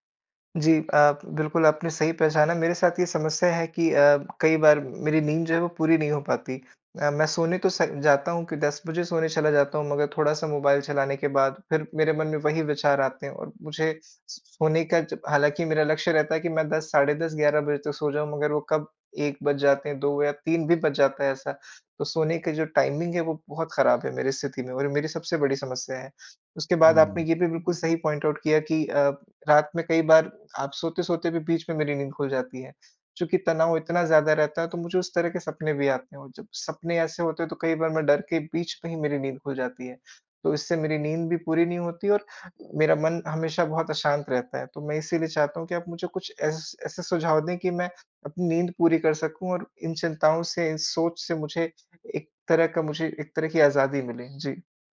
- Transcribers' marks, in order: in English: "टाइमिंग"; in English: "पॉइंट आउट"
- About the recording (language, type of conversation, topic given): Hindi, advice, क्या ज़्यादा सोचने और चिंता की वजह से आपको नींद नहीं आती है?